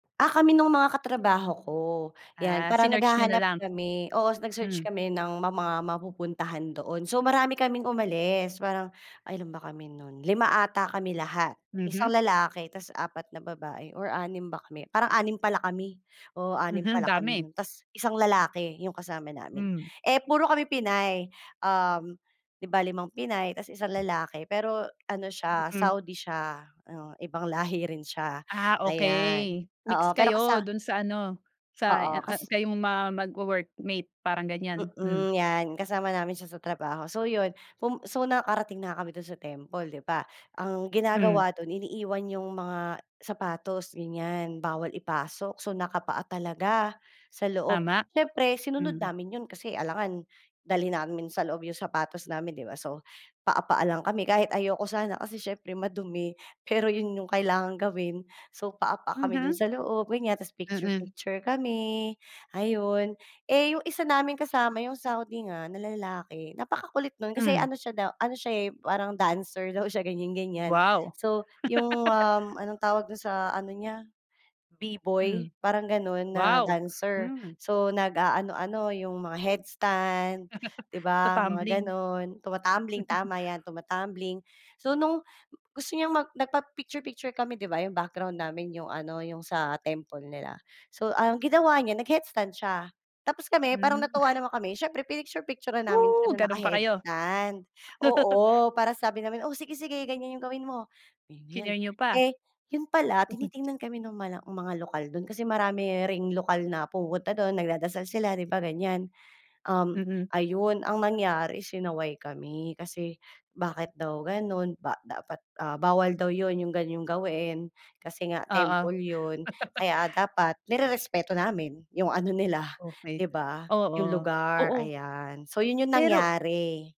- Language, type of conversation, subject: Filipino, podcast, Ano ang pinaka-tumatak mong karanasang pangkultura habang naglalakbay ka?
- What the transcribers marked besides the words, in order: other background noise; laugh; chuckle; chuckle; sneeze; laugh; scoff; chuckle